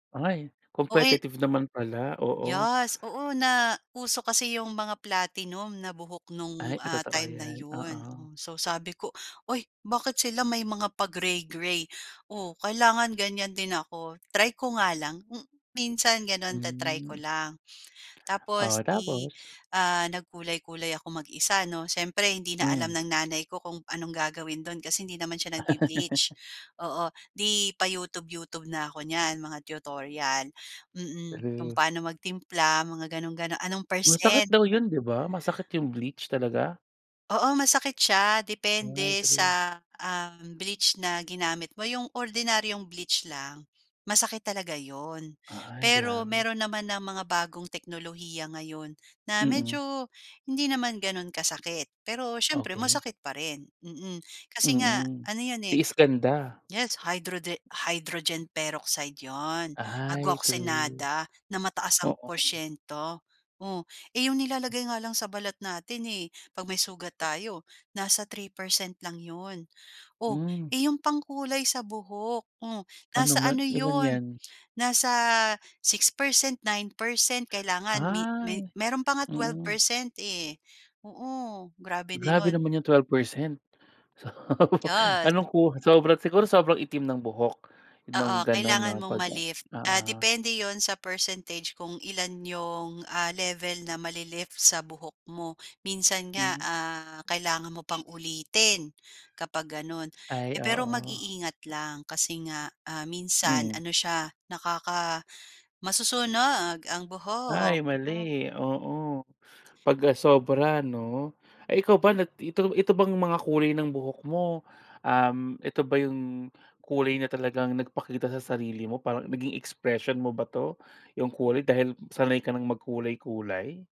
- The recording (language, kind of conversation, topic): Filipino, podcast, Paano mo ginagamit ang kulay para ipakita ang sarili mo?
- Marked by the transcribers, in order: in English: "Competitive"; "Yes" said as "Yas"; chuckle; in English: "nagbe-bleach"; background speech; laugh; in English: "ma-lift"; in English: "percentage"; in English: "mali-lift"; horn